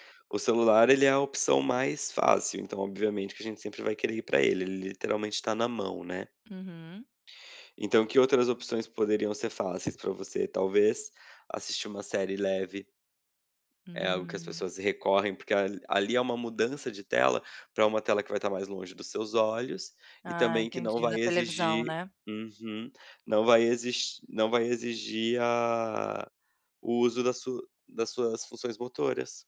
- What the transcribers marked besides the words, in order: tapping
- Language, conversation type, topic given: Portuguese, advice, Como posso limitar o tempo de tela à noite antes de dormir?